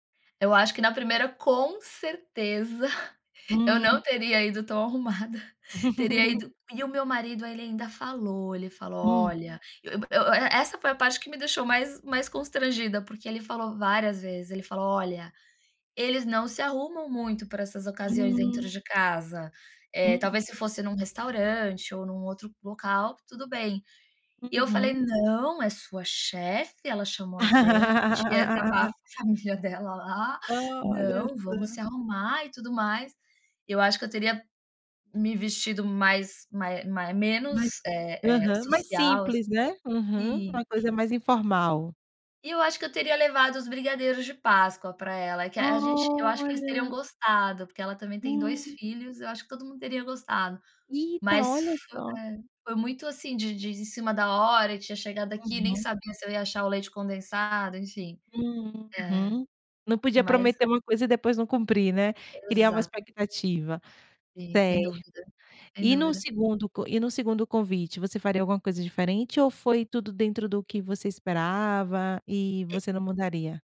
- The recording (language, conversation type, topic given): Portuguese, podcast, Alguma vez foi convidado para comer na casa de um estranho?
- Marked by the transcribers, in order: giggle; laugh; other background noise; drawn out: "Olha"